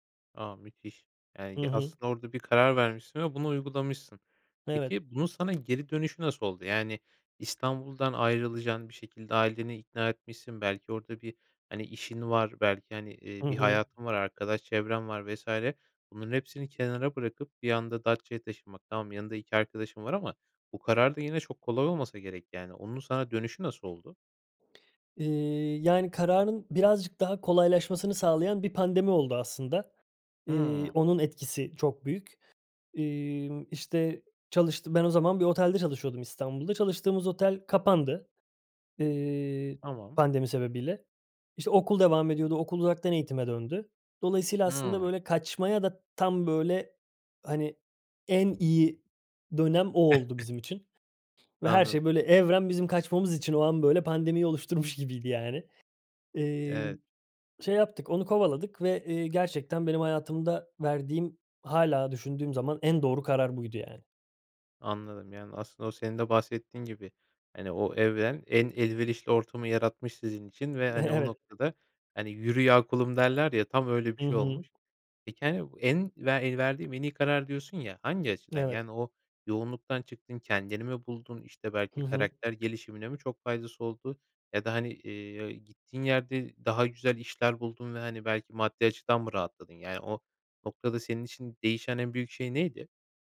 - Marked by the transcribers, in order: other background noise; tapping; chuckle; laughing while speaking: "oluşturmuş"; laughing while speaking: "Evet"
- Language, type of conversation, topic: Turkish, podcast, Bir seyahat, hayatınızdaki bir kararı değiştirmenize neden oldu mu?
- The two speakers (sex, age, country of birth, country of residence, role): male, 25-29, Turkey, Poland, host; male, 30-34, Turkey, Sweden, guest